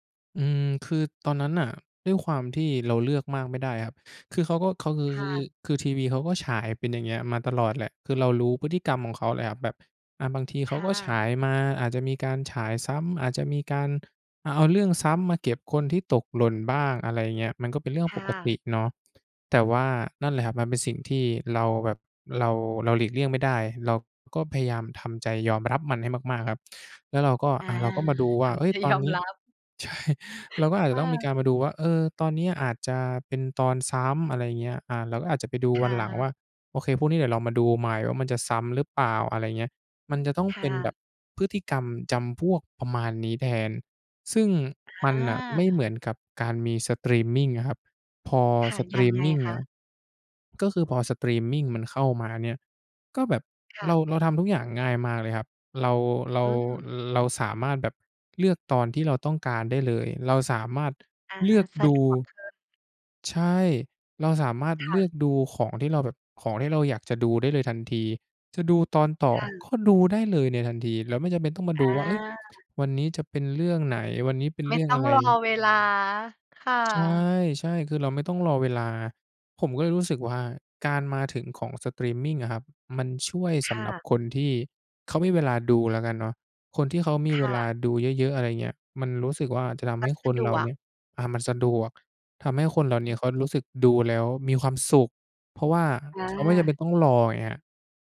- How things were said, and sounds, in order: laughing while speaking: "ยอมรับ"; chuckle; laughing while speaking: "ใช่"; other background noise
- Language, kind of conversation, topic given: Thai, podcast, สตรีมมิ่งเปลี่ยนพฤติกรรมการดูทีวีของคนไทยไปอย่างไรบ้าง?